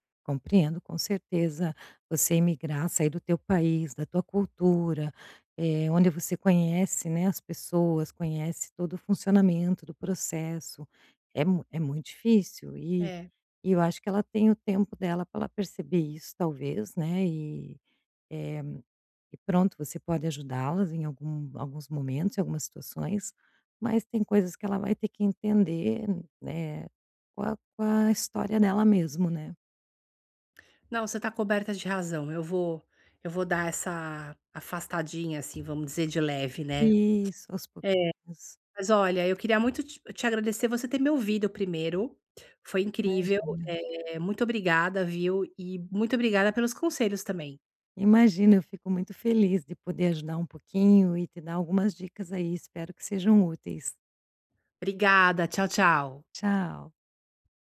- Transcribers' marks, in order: other background noise; tapping
- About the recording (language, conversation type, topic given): Portuguese, advice, Como posso manter limites saudáveis ao apoiar um amigo?